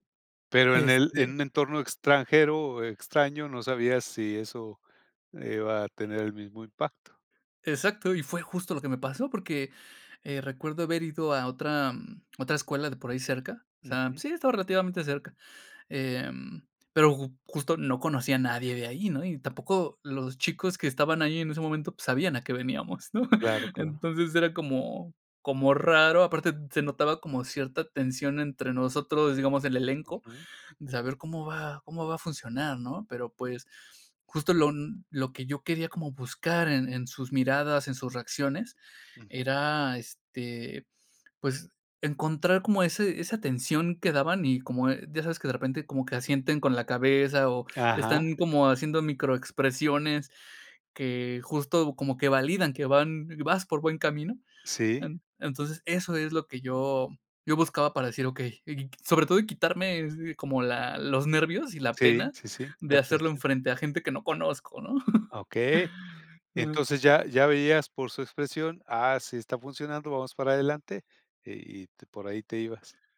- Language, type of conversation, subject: Spanish, podcast, ¿Qué señales buscas para saber si tu audiencia está conectando?
- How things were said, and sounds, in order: other background noise; chuckle; tapping; chuckle